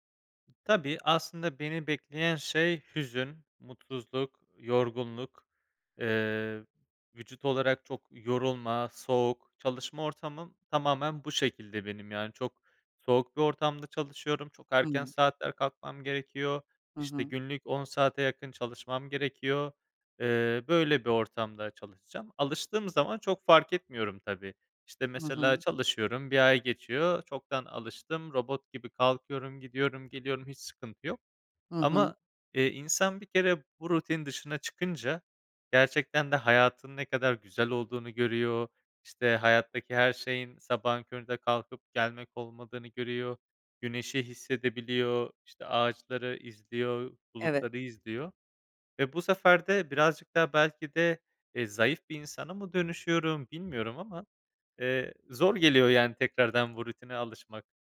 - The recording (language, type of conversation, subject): Turkish, advice, İşten tükenmiş hissedip işe geri dönmekten neden korkuyorsun?
- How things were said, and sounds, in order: tapping